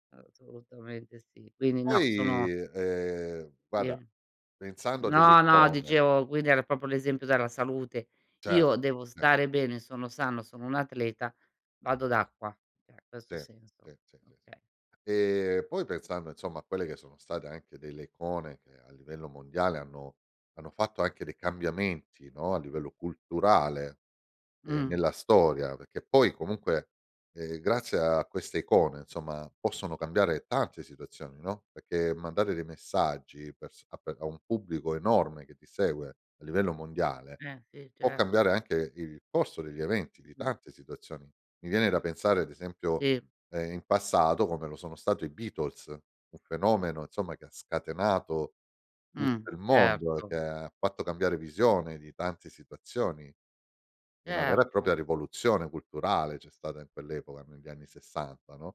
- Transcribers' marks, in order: "proprio" said as "popio"; "perché" said as "pecché"
- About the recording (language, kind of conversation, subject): Italian, podcast, Secondo te, che cos’è un’icona culturale oggi?